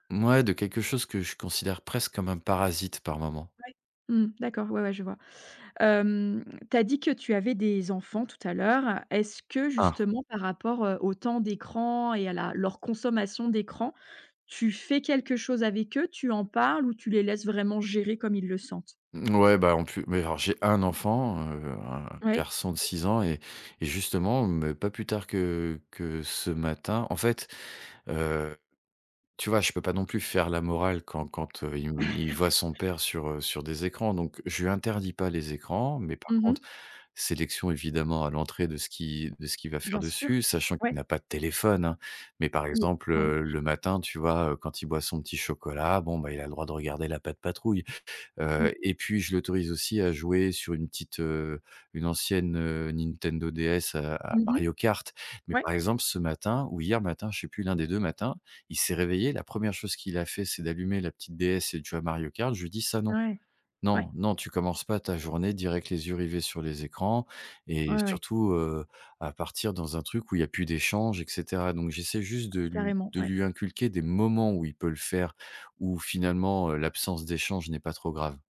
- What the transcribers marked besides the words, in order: laugh; stressed: "moments"
- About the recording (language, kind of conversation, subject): French, podcast, Comment la technologie change-t-elle tes relations, selon toi ?